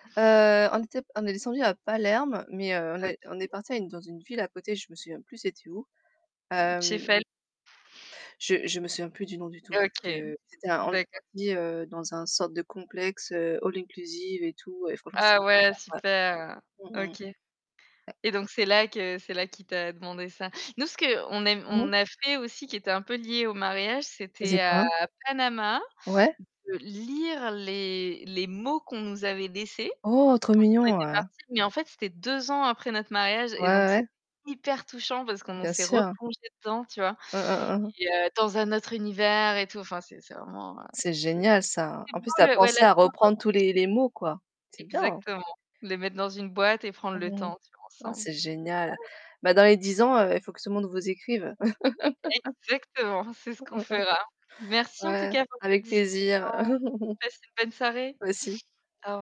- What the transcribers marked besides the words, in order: static; distorted speech; in English: "all inclusive"; unintelligible speech; stressed: "deux ans"; other noise; tapping; laugh; laugh; other background noise; chuckle
- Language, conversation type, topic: French, unstructured, As-tu une destination de rêve que tu aimerais visiter un jour ?